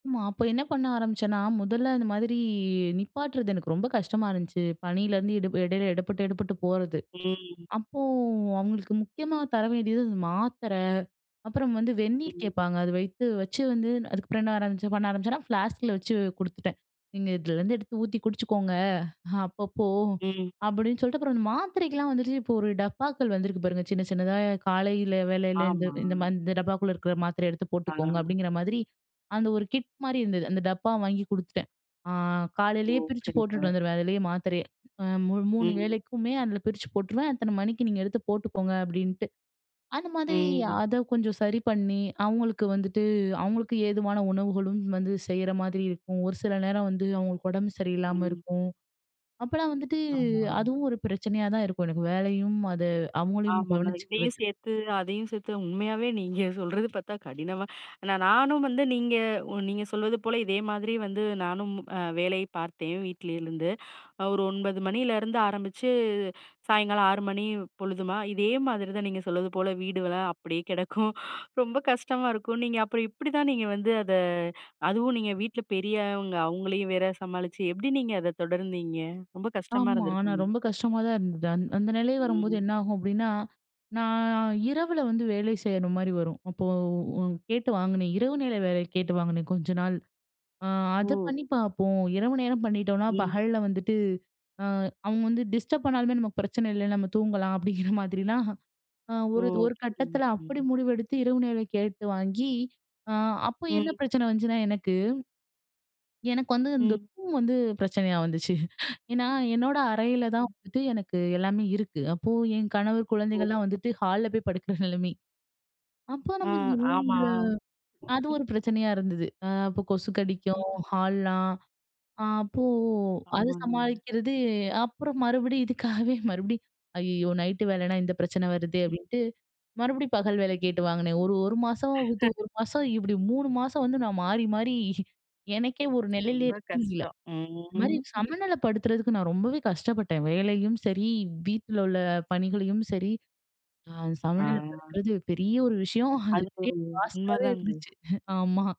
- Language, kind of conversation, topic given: Tamil, podcast, வீட்டு சுத்தம் செய்யும் பணியும் வேலைப்பளுவும் இடையில் சமநிலையை எப்படி பேணலாம்?
- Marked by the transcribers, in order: drawn out: "ஆமா"; other background noise; snort; chuckle; other noise; laugh